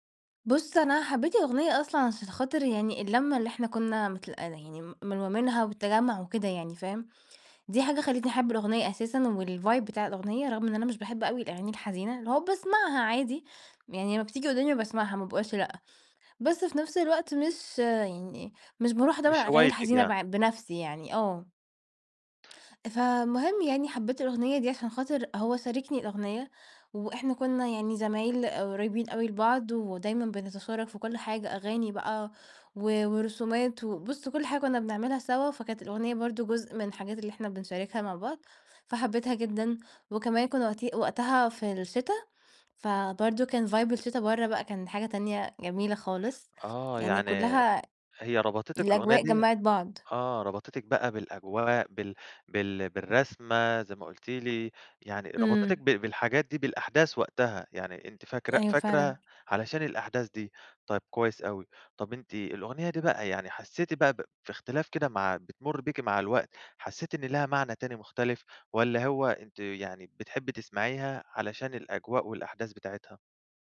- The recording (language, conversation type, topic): Arabic, podcast, إيه هي الأغنية اللي سمعتها وإنت مع صاحبك ومش قادر تنساها؟
- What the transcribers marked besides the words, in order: in English: "الvibe"; in English: "vibe"